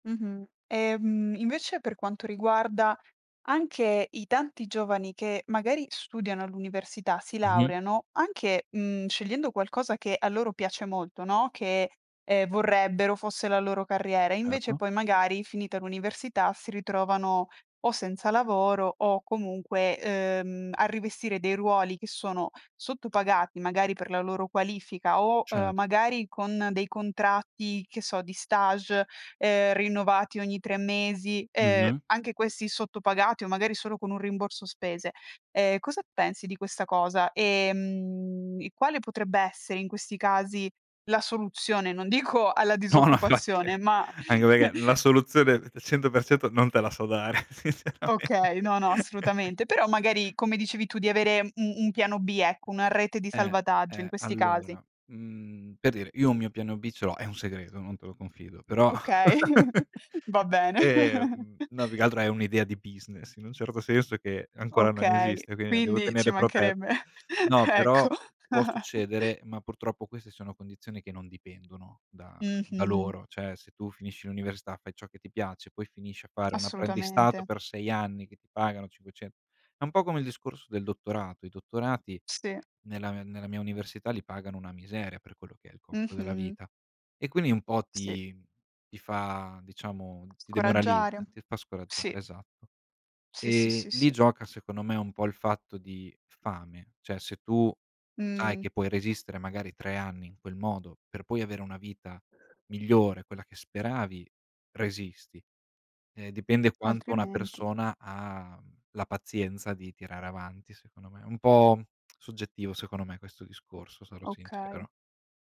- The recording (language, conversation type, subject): Italian, podcast, Hai mai cambiato carriera e com’è andata?
- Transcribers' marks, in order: tapping; laughing while speaking: "No, no infati, eh"; chuckle; laughing while speaking: "dare sinceramente"; chuckle; laughing while speaking: "Okay"; chuckle; laughing while speaking: "bene"; chuckle; laughing while speaking: "mancherebbe. Ecco"; chuckle; "Cioè" said as "ceh"; "scoraggiare" said as "coraggiare"; other background noise; "cioè" said as "ceh"; lip smack